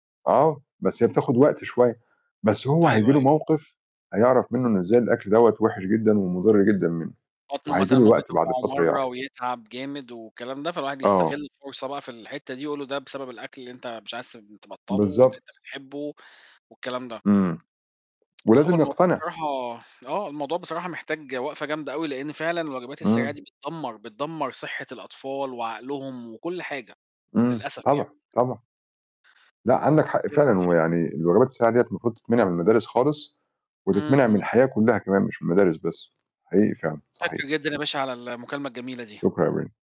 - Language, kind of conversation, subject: Arabic, unstructured, إنت مع ولا ضد منع بيع الأكل السريع في المدارس؟
- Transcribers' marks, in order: static; tapping; tsk; unintelligible speech; unintelligible speech